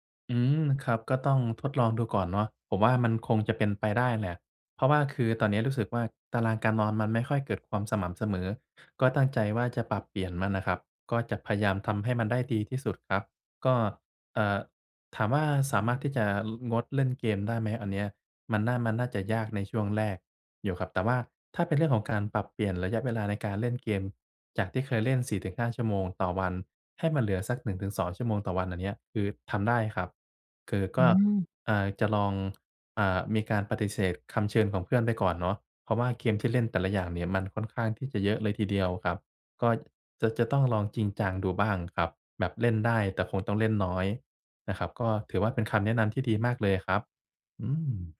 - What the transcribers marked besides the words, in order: tapping
- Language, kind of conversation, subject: Thai, advice, ฉันจะทำอย่างไรให้ตารางการนอนประจำวันของฉันสม่ำเสมอ?